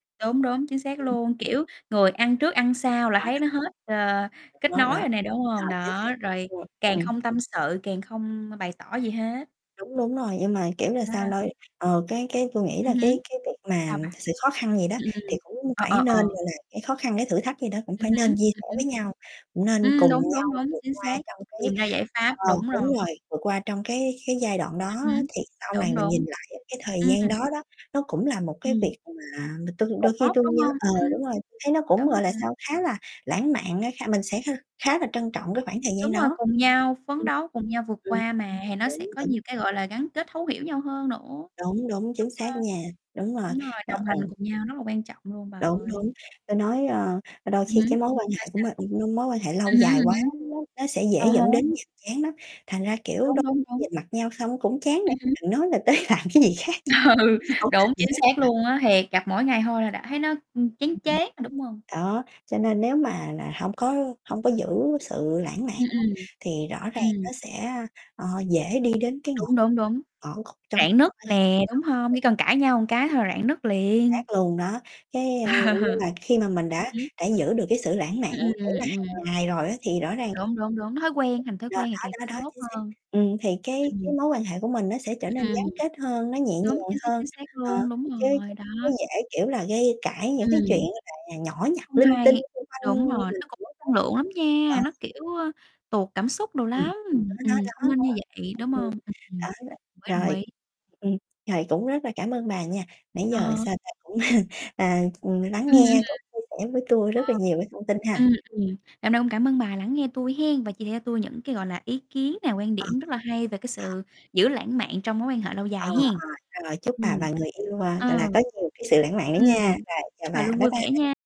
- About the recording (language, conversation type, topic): Vietnamese, unstructured, Làm thế nào để giữ được sự lãng mạn trong các mối quan hệ lâu dài?
- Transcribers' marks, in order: distorted speech; unintelligible speech; other background noise; tapping; mechanical hum; laughing while speaking: "tới làm cái gì khác"; laughing while speaking: "Ừ"; unintelligible speech; unintelligible speech; laugh; unintelligible speech; laugh